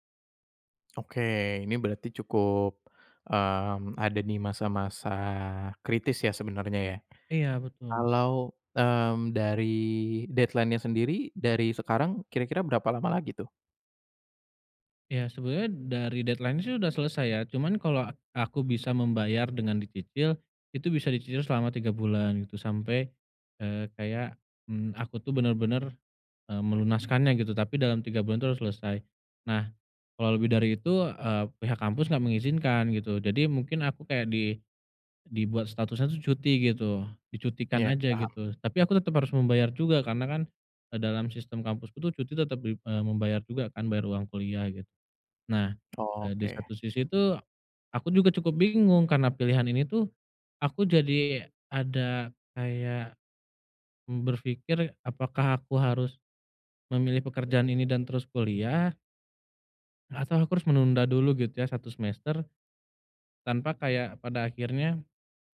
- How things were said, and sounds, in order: in English: "deadline-nya"; other street noise; in English: "deadline-nya"
- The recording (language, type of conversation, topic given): Indonesian, advice, Bagaimana saya memilih ketika harus mengambil keputusan hidup yang bertentangan dengan keyakinan saya?